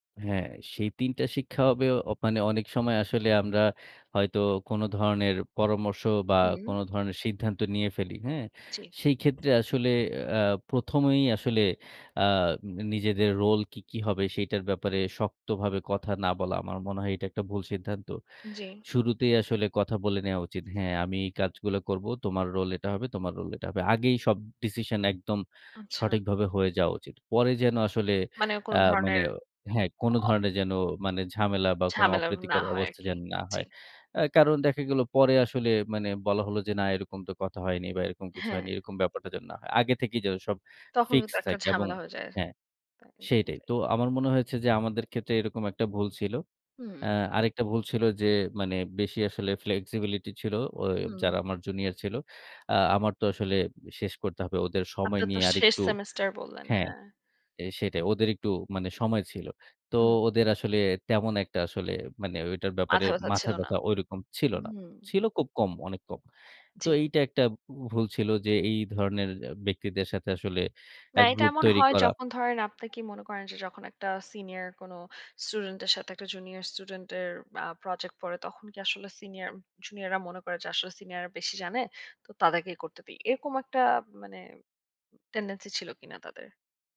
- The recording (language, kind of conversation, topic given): Bengali, podcast, শেখার পথে কোনো বড় ব্যর্থতা থেকে তুমি কী শিখেছ?
- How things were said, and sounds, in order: other noise; unintelligible speech; in English: "ফ্লেক্সিবিলিটি"